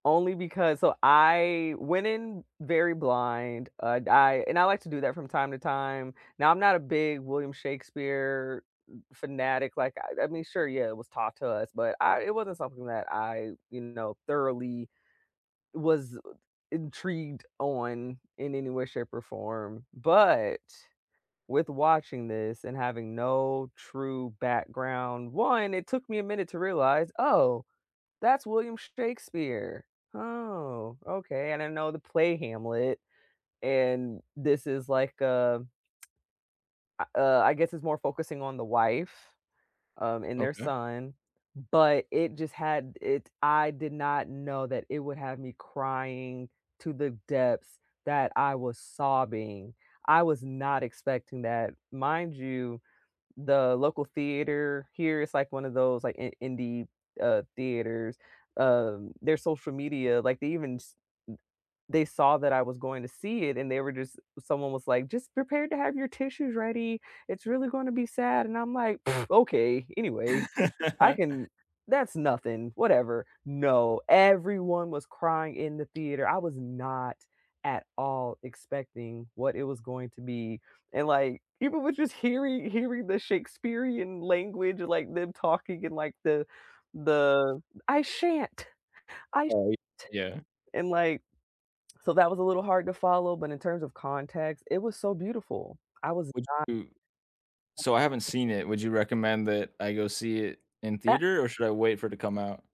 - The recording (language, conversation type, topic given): English, unstructured, What was the last movie that genuinely surprised you, and how did it make you feel?
- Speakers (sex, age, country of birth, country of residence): female, 35-39, United States, United States; male, 25-29, United States, United States
- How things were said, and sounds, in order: drawn out: "Oh"; tsk; other noise; laugh; put-on voice: "I shan't, I sh t And like"